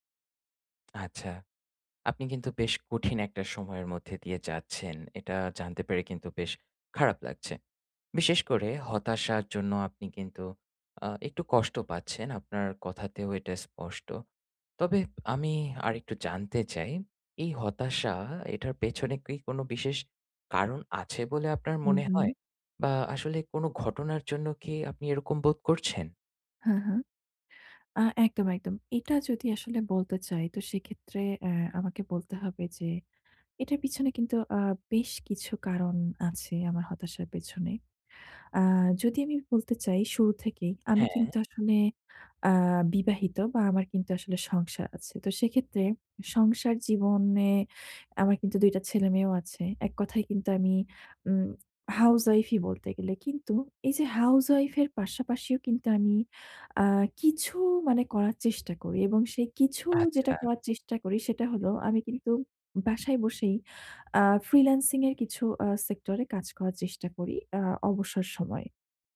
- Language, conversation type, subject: Bengali, advice, পরিকল্পনায় হঠাৎ ব্যস্ততা বা বাধা এলে আমি কীভাবে সামলাব?
- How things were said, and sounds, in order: tapping; lip smack; other background noise